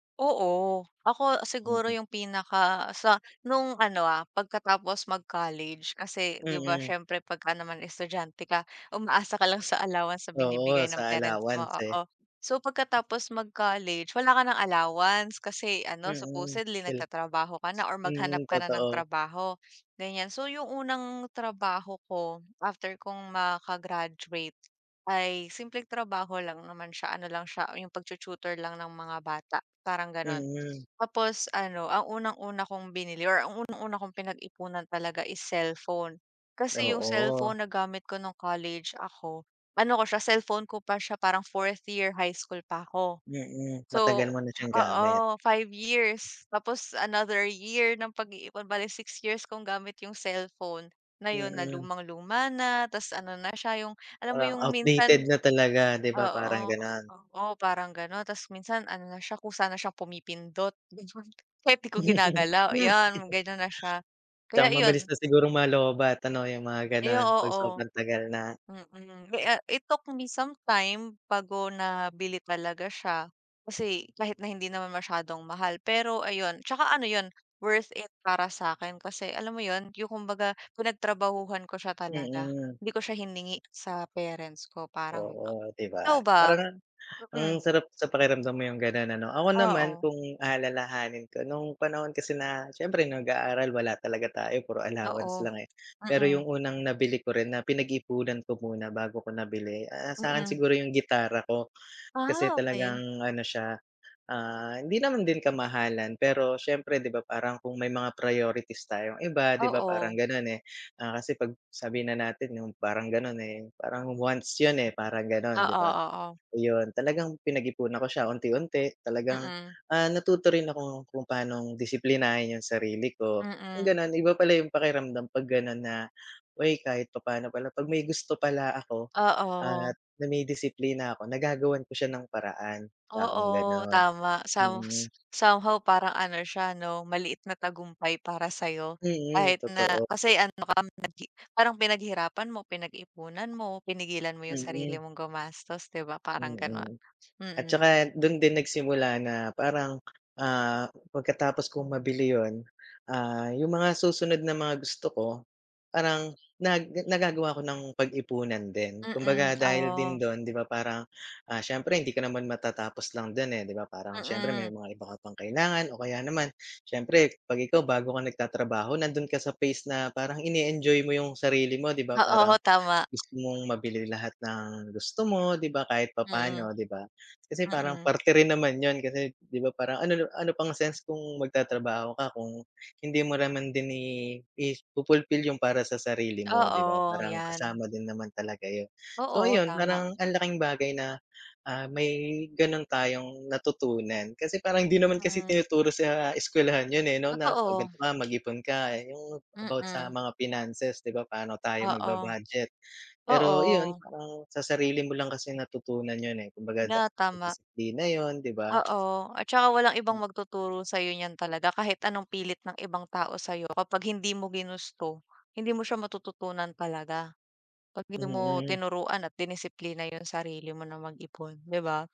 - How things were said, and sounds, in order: tapping; other background noise; laughing while speaking: "ganun"; laugh; in English: "it took me some time"; alarm; unintelligible speech; laughing while speaking: "Oo"
- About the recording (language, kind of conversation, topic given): Filipino, unstructured, Ano ang paborito mong paraan ng pag-iipon?